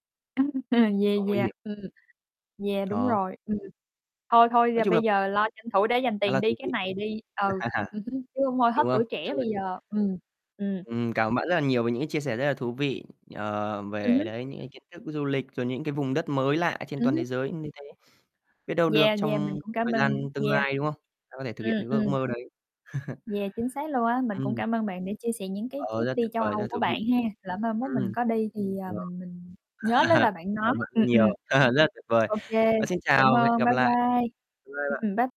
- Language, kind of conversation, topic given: Vietnamese, unstructured, Điểm đến trong mơ của bạn là nơi nào?
- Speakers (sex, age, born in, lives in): female, 25-29, Vietnam, United States; male, 20-24, Vietnam, Vietnam
- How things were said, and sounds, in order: chuckle; distorted speech; tapping; other background noise; laugh; unintelligible speech; chuckle; mechanical hum; chuckle